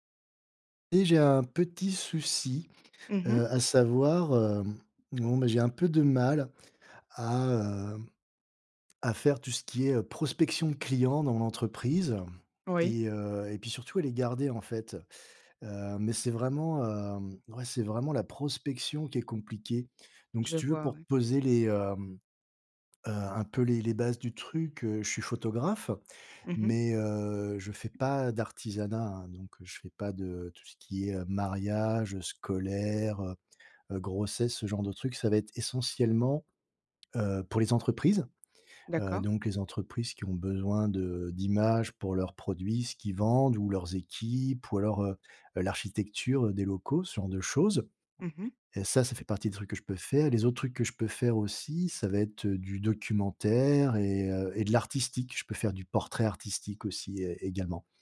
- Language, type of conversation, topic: French, advice, Comment puis-je atteindre et fidéliser mes premiers clients ?
- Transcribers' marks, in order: tapping